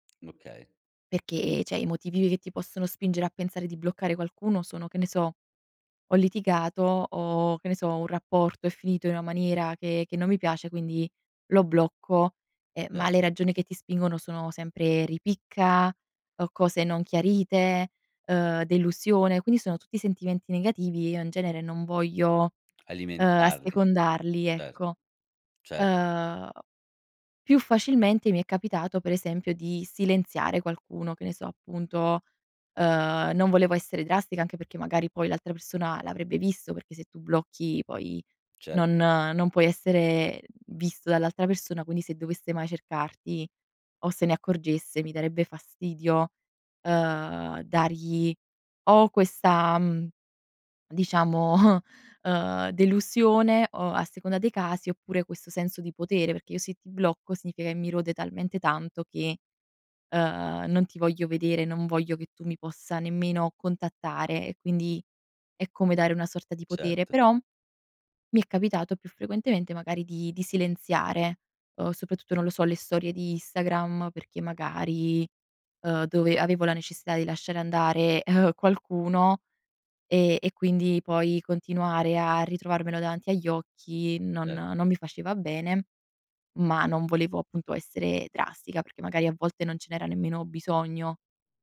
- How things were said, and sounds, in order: "cioè" said as "ceh"; laughing while speaking: "diciamo"
- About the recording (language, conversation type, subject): Italian, podcast, Cosa ti spinge a bloccare o silenziare qualcuno online?
- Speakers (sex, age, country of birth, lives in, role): female, 20-24, Italy, Italy, guest; male, 40-44, Italy, Italy, host